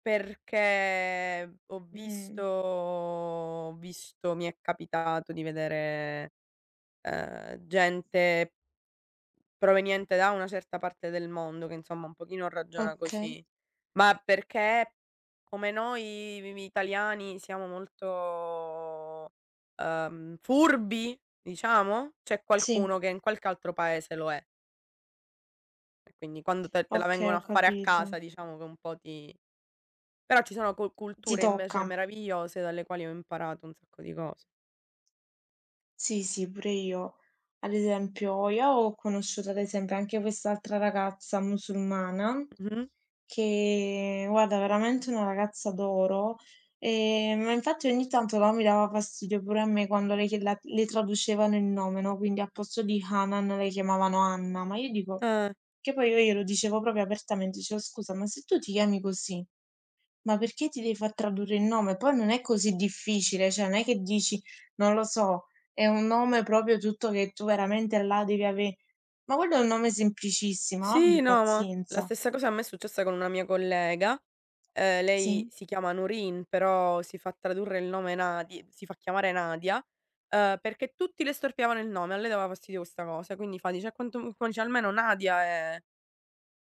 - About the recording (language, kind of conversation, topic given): Italian, unstructured, In che modo la diversità arricchisce una comunità?
- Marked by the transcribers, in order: drawn out: "Perché"; drawn out: "visto"; other background noise; tapping; drawn out: "noi"; drawn out: "molto"; stressed: "furbi"; drawn out: "che"; drawn out: "e"; "proprio" said as "propio"; "cioè" said as "ceh"; "proprio" said as "propio"